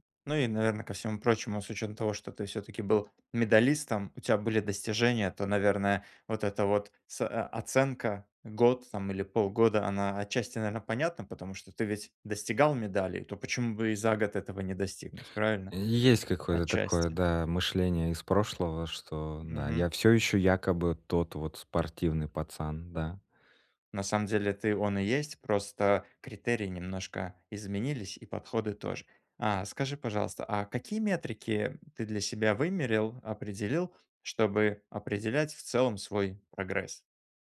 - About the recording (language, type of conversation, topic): Russian, advice, Как мне регулярно отслеживать прогресс по моим целям?
- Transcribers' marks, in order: none